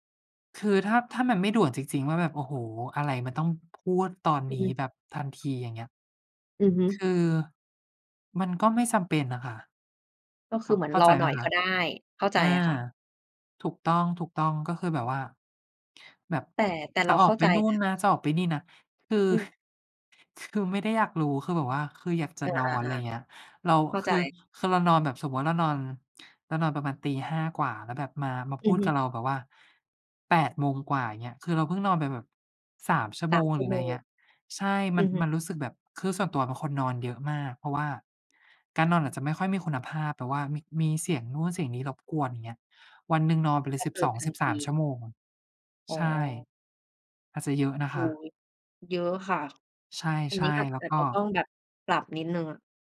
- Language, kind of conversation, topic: Thai, unstructured, คุณมีวิธีจัดการกับความเครียดในชีวิตประจำวันอย่างไร?
- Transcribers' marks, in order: chuckle